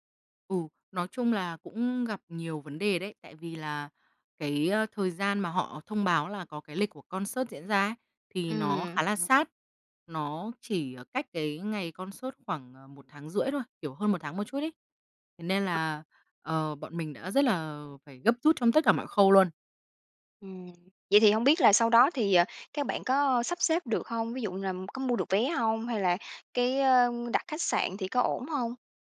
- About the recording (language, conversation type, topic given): Vietnamese, podcast, Bạn có kỷ niệm nào khi đi xem hòa nhạc cùng bạn thân không?
- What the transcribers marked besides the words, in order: tapping; in English: "concert"; in English: "concert"; other background noise